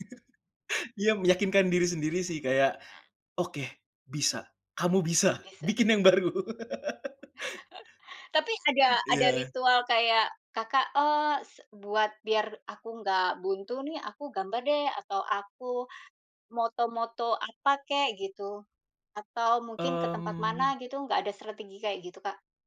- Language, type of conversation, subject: Indonesian, podcast, Bagaimana kamu menjaga konsistensi berkarya setiap hari?
- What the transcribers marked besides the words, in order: chuckle; other background noise; laugh; chuckle